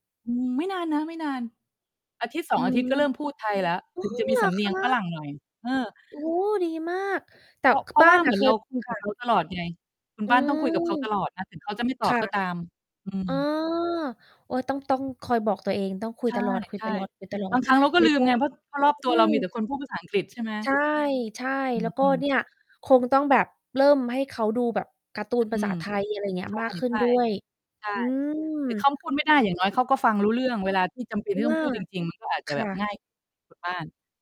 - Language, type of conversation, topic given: Thai, unstructured, การดูหนังร่วมกับครอบครัวมีความหมายอย่างไรสำหรับคุณ?
- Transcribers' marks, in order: surprised: "อ้อ เหรอคะ ?"; distorted speech; tapping; static